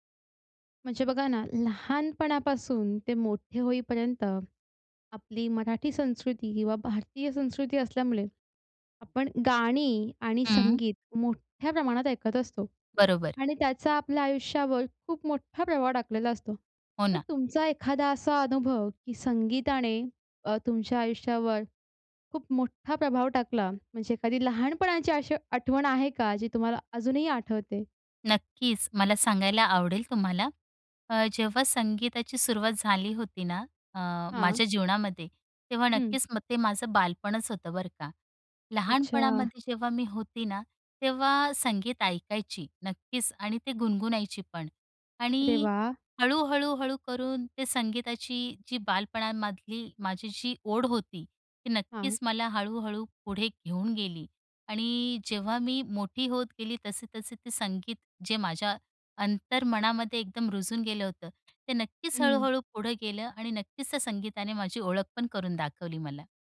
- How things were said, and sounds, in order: other background noise; tapping
- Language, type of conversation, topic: Marathi, podcast, संगीताने तुमची ओळख कशी घडवली?